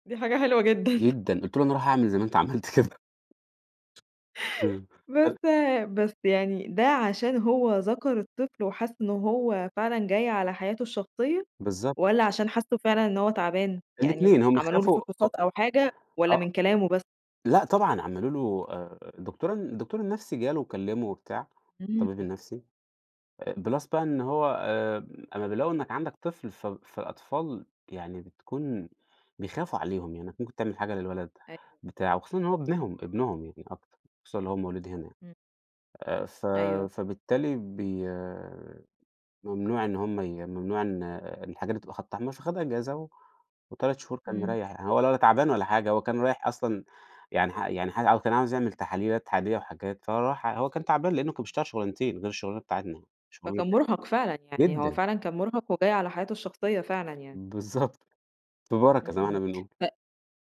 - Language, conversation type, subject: Arabic, podcast, إزاي تقدر توازن بين الشغل وحياتك الشخصية؟
- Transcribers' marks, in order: chuckle; tapping; in English: "plus"; unintelligible speech